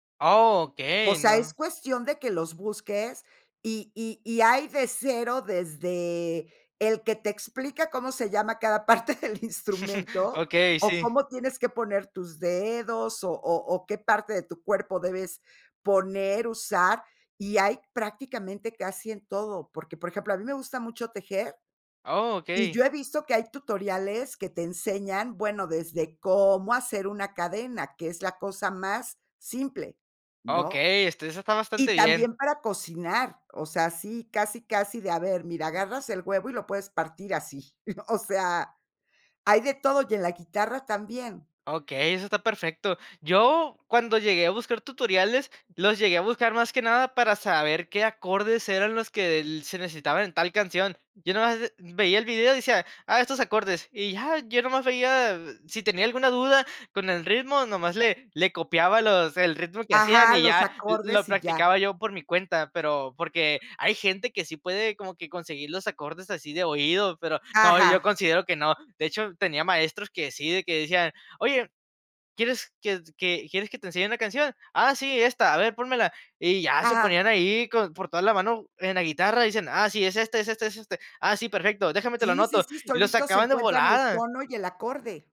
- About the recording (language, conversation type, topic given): Spanish, podcast, ¿Cómo fue retomar un pasatiempo que habías dejado?
- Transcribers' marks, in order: laughing while speaking: "cada parte del instrumento"; chuckle; chuckle